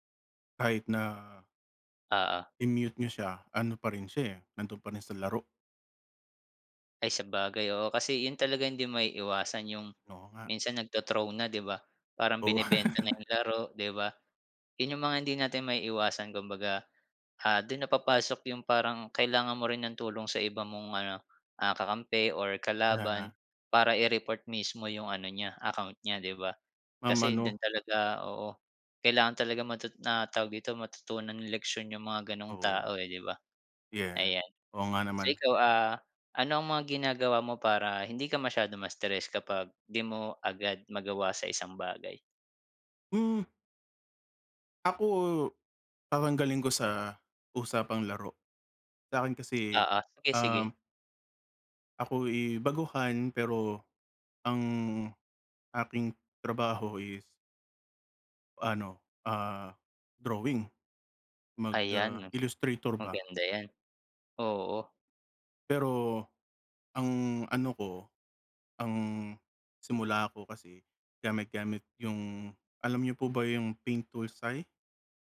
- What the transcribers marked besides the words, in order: laugh; other background noise
- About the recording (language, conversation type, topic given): Filipino, unstructured, Paano mo naiiwasan ang pagkadismaya kapag nahihirapan ka sa pagkatuto ng isang kasanayan?